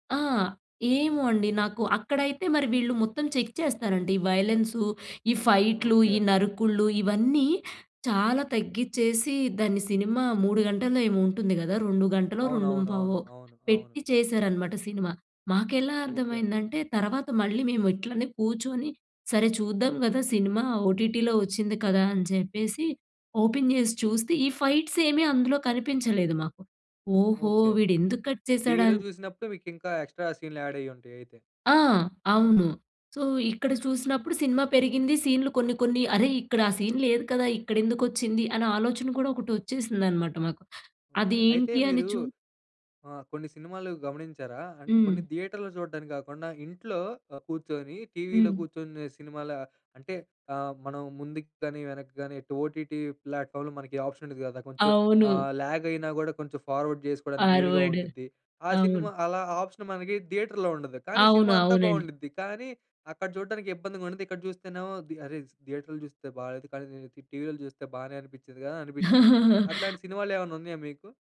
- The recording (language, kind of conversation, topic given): Telugu, podcast, బిగ్ స్క్రీన్ vs చిన్న స్క్రీన్ అనుభవం గురించి నీ అభిప్రాయం ఏమిటి?
- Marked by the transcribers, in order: in English: "చెక్"; in English: "ఓటీటీలో"; in English: "ఓపెన్"; in English: "ఫైట్స్"; in English: "కట్"; in English: "ఎక్స్ట్రా"; in English: "సో"; in English: "ఓటీటీ ప్లాట్ఫామ్‌లో"; in English: "ఆప్షన్"; in English: "లాగ్"; in English: "ఫార్వర్డ్"; in English: "ఫార్వార్డ్"; in English: "ఆప్షన్"; in English: "దియేటర్‌లో"; in English: "దియేటర్లో"; chuckle